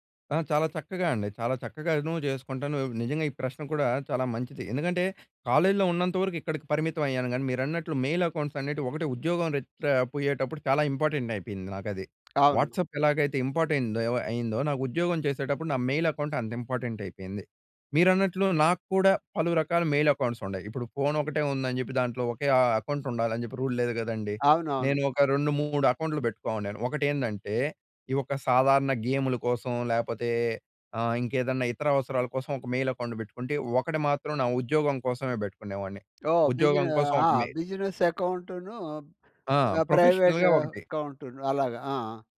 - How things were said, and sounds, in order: in English: "మెయిల్ అకౌంట్స్"; in English: "ఇంపార్టెంట్"; tapping; in English: "వాట్సాప్"; in English: "ఇంపార్టెంట్"; in English: "మెయిల్ అకౌంట్"; in English: "ఇంపార్టెంట్"; in English: "మెయిల్ అకౌంట్స్"; in English: "అకౌంట్"; in English: "రూల్"; in English: "మెయిల్ అకౌంట్"; in English: "మెయిల్"; in English: "బిజినెస్"; in English: "ప్రైవేట్"; in English: "ప్రొఫెషనల్‌గా"
- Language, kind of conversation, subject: Telugu, podcast, ఫోన్ నోటిఫికేషన్లను మీరు ఎలా నిర్వహిస్తారు?